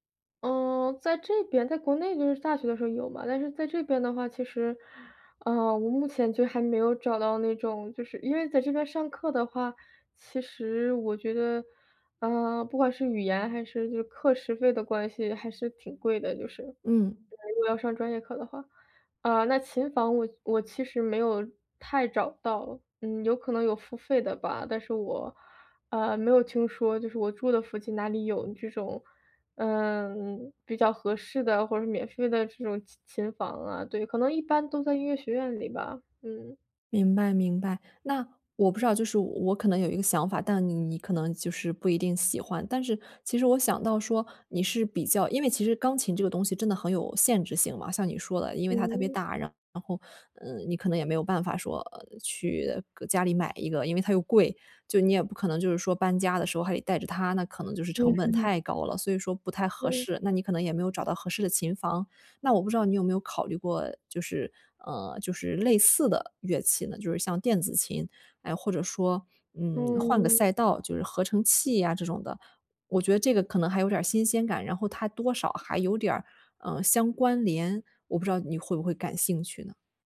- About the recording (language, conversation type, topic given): Chinese, advice, 我怎样才能重新找回对爱好的热情？
- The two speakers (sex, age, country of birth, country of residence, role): female, 25-29, China, United States, user; female, 30-34, China, Germany, advisor
- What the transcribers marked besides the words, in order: none